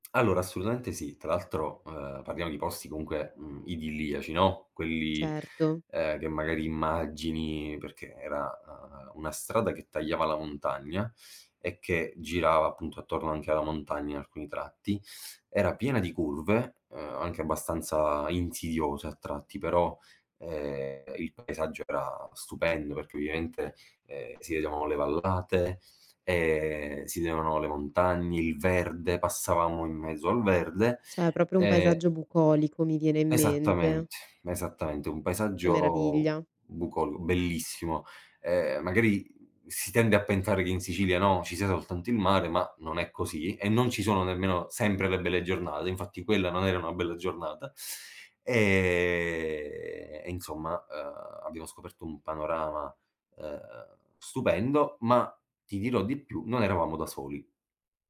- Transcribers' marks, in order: tapping; drawn out: "e"
- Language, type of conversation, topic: Italian, podcast, Puoi raccontarmi di un errore di viaggio che si è trasformato in un’avventura?